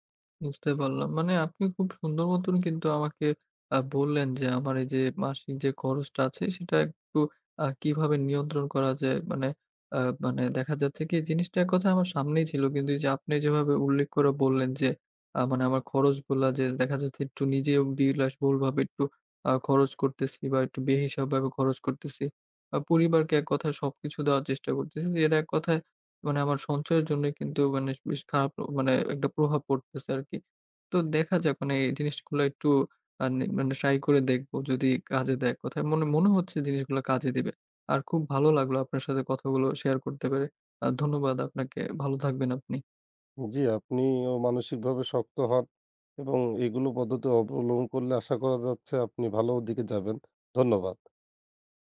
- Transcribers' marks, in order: "অবলম্বন" said as "অবলম"
- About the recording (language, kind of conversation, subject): Bengali, advice, বেতন বাড়লেও সঞ্চয় বাড়ছে না—এ নিয়ে হতাশা হচ্ছে কেন?